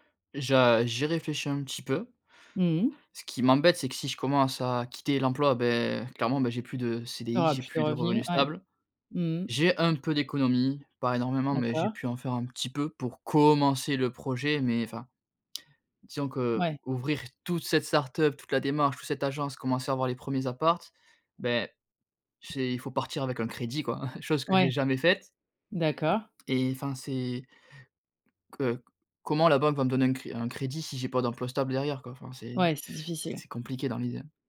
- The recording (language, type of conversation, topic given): French, advice, Dois-je quitter mon emploi stable pour lancer ma start-up ?
- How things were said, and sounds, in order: stressed: "commencer"; tapping; chuckle